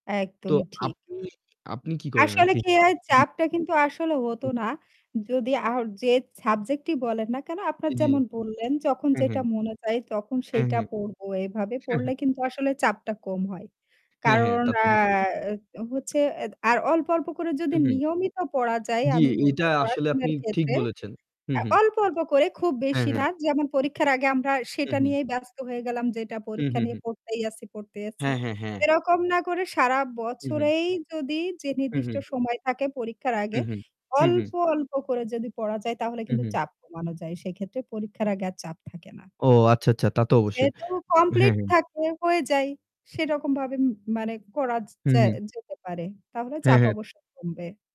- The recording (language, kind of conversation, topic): Bengali, unstructured, কীভাবে পরীক্ষার চাপ কমানো যায়?
- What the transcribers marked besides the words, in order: static; other background noise; tapping